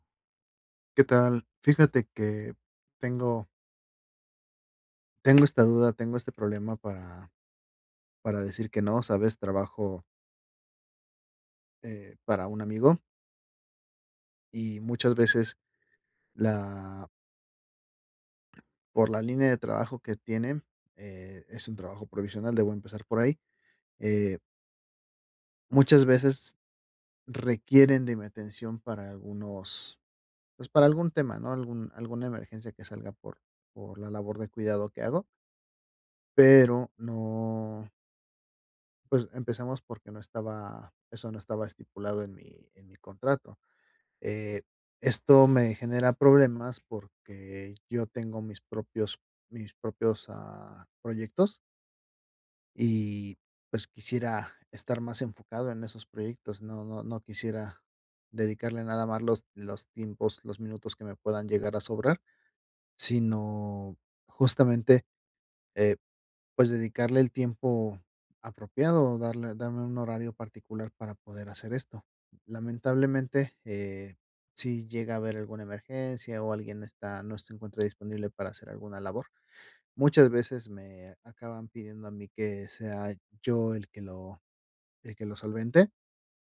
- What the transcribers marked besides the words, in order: other noise
- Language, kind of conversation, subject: Spanish, advice, ¿Cómo puedo aprender a decir no y evitar distracciones?